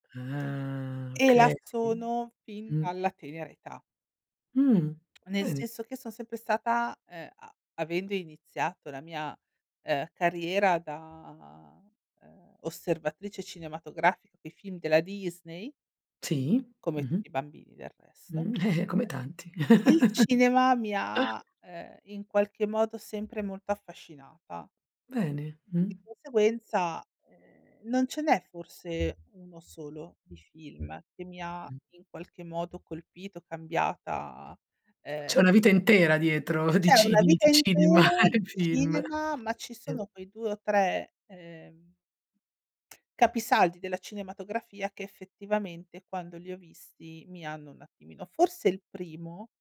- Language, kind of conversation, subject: Italian, podcast, Qual è un film che ti ha cambiato e che cosa ti ha colpito davvero?
- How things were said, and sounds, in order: drawn out: "Ah"; lip smack; tapping; laughing while speaking: "come tanti"; chuckle; other background noise; laughing while speaking: "e film"; tsk